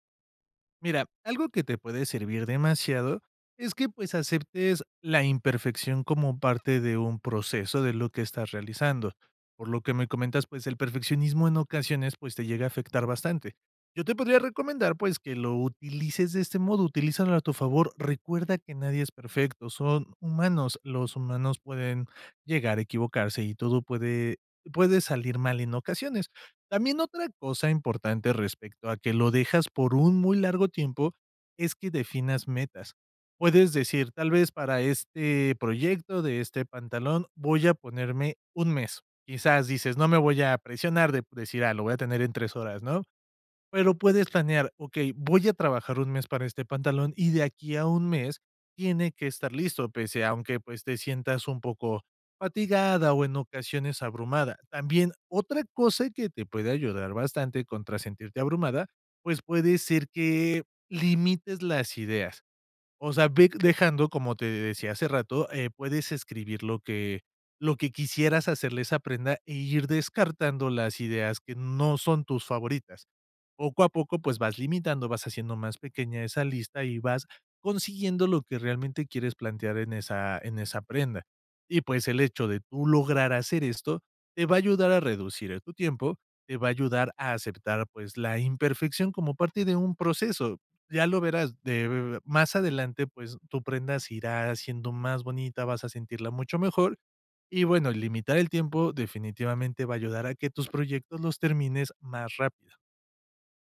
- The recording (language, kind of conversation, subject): Spanish, advice, ¿Cómo te impide el perfeccionismo terminar tus obras o compartir tu trabajo?
- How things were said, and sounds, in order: none